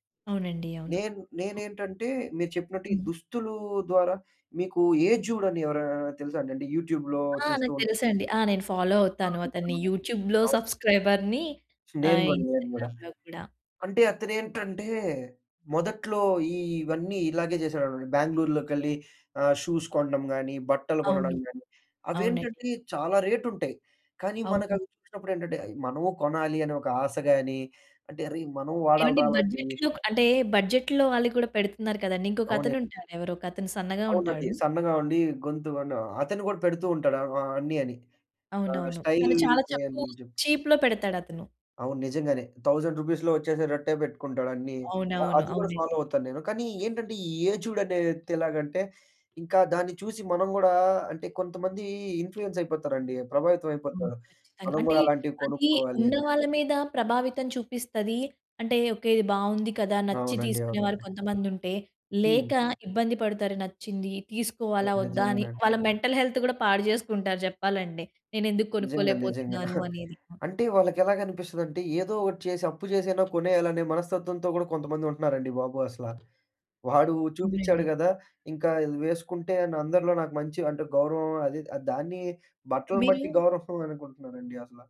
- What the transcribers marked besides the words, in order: other noise; in English: "యూట్యూబ్‌లో"; in English: "ఫాలో"; in English: "యూట్యూబ్‌లో సబ్‌స్క్రైబర్‌ని"; in English: "ఇన్‌స్టాగ్రామ్‌లో"; in English: "షూస్"; in English: "బడ్జెట్‌లోక్"; in English: "బడ్జెట్‌లో"; in English: "స్టైల్"; in English: "చీప్‌లో"; in English: "థౌసండ్ రూపీస్‌లో"; in English: "ఫాలో"; in English: "ఇన్‌ఫ్లూయెన్స్"; in English: "మెంటల్ హెల్త్"; scoff; other background noise; scoff
- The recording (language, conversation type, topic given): Telugu, podcast, సోషల్ మీడియాలో చూపుబాటలు మీ ఎంపికలను ఎలా మార్చేస్తున్నాయి?